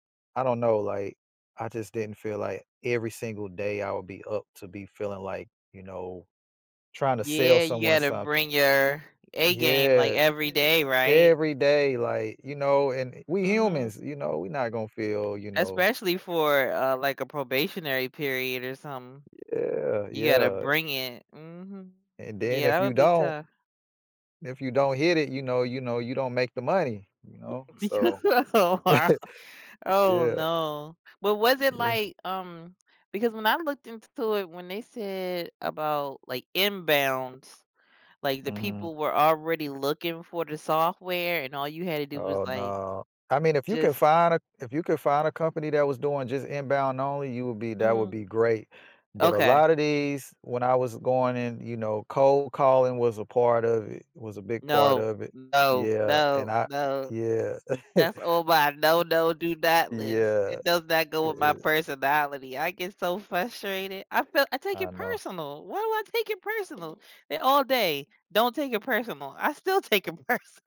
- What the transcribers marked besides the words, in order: other background noise; tapping; laughing while speaking: "Oh, wow"; chuckle; chuckle; laughing while speaking: "perso"
- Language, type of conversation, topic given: English, unstructured, What motivates you most when imagining your ideal career?
- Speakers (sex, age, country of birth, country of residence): female, 40-44, United States, United States; male, 40-44, United States, United States